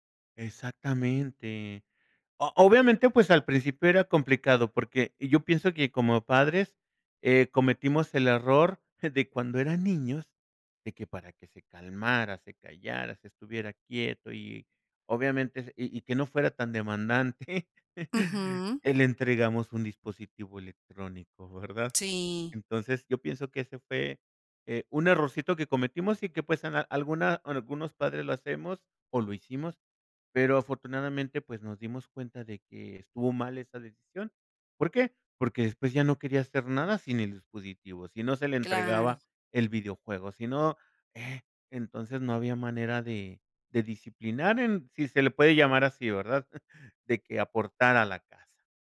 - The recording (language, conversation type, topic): Spanish, podcast, ¿Cómo equilibras el trabajo y la vida familiar sin volverte loco?
- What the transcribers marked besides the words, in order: chuckle; chuckle; tapping; chuckle